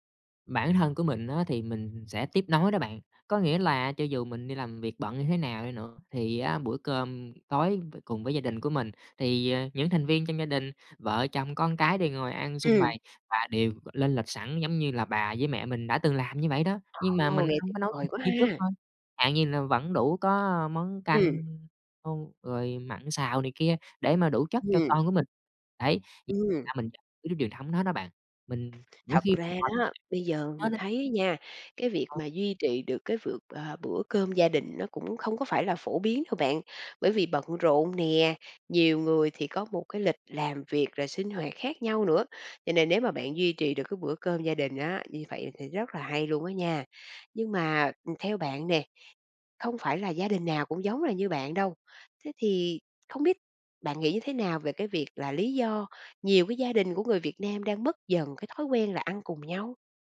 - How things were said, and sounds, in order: other background noise; tapping; unintelligible speech; unintelligible speech
- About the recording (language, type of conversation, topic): Vietnamese, podcast, Bạn thường tổ chức bữa cơm gia đình như thế nào?